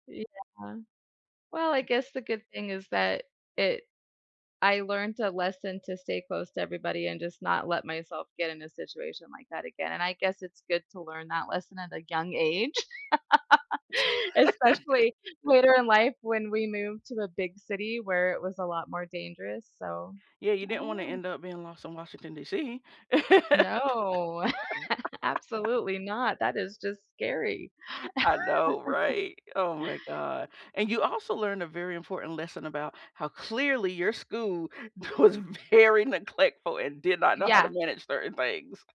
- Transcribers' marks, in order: other background noise; laugh; tapping; laugh; laugh; laughing while speaking: "was very neglectful"
- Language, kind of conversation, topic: English, unstructured, Can you share a time when you got delightfully lost, discovered something unforgettable, and explain why it still matters to you?
- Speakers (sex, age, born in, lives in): female, 45-49, United States, United States; female, 45-49, United States, United States